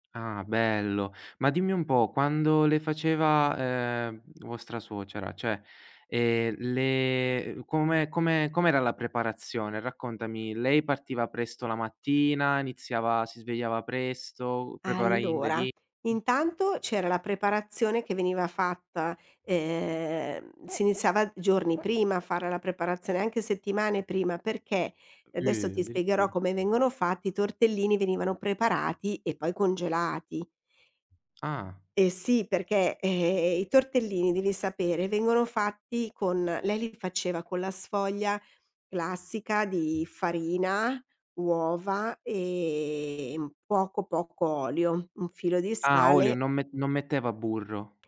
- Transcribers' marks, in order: drawn out: "le"; drawn out: "ehm"; tapping; drawn out: "e"
- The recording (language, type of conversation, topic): Italian, podcast, Qual è un piatto di famiglia che riesce a unire più generazioni?